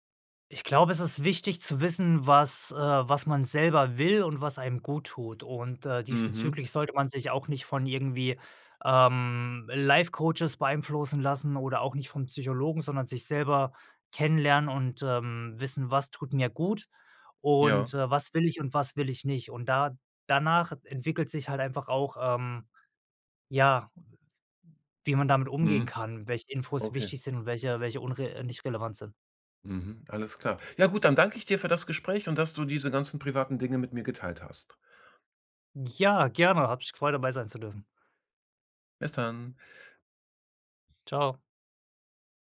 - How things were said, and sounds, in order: other background noise
- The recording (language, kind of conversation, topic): German, podcast, Woran merkst du, dass dich zu viele Informationen überfordern?